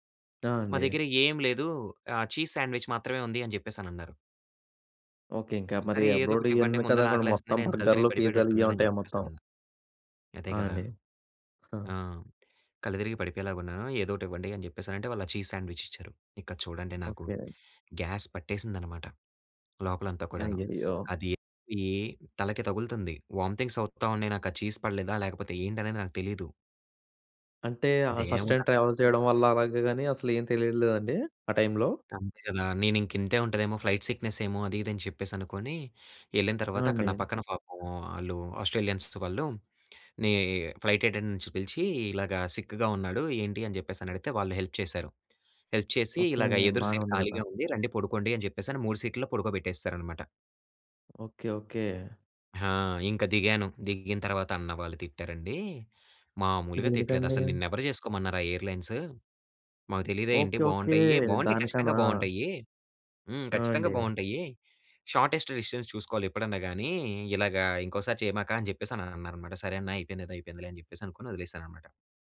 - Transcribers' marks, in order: in English: "చీస్ శాండ్విచ్"; in English: "అబ్రోడ్"; in English: "చీజ్ సాండ్‌విచ్"; in English: "గ్యాస్"; unintelligible speech; in English: "వామిటింగ్స్"; in English: "చీజ్"; in English: "ఫస్ట్ టైమ్ ట్రావెల్"; in English: "ఫ్లైట్"; in English: "ఆస్ట్రేలియన్స్"; in English: "ఫ్లైట్ అటెండెంట్స్"; in English: "సిక్‌గా"; in English: "హెల్ప్"; in English: "హెల్ప్"; in English: "సీట్"; in English: "సీట్‌లో"; in English: "షార్టెస్ట్ డిస్టెన్స్"
- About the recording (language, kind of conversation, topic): Telugu, podcast, మొదటిసారి ఒంటరిగా ప్రయాణం చేసినప్పుడు మీ అనుభవం ఎలా ఉండింది?